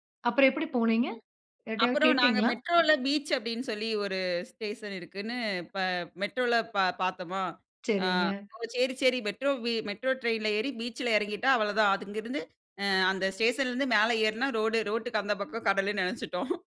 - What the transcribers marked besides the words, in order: "எப்டி" said as "எப்படி"; laughing while speaking: "நெனச்சுட்டோம்"
- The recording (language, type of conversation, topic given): Tamil, podcast, கடல் அலைகள் சிதறுவதைக் காணும் போது உங்களுக்கு என்ன உணர்வு ஏற்படுகிறது?